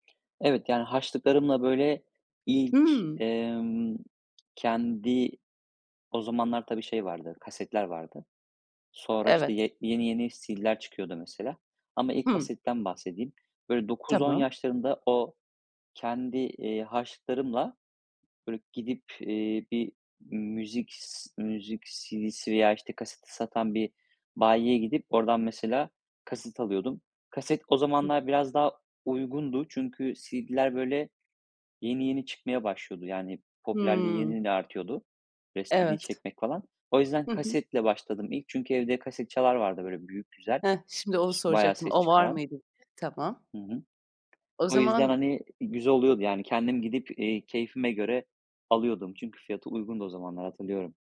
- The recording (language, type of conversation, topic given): Turkish, podcast, Müzikle ilk tanışman nasıl oldu?
- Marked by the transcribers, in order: other background noise; unintelligible speech; tapping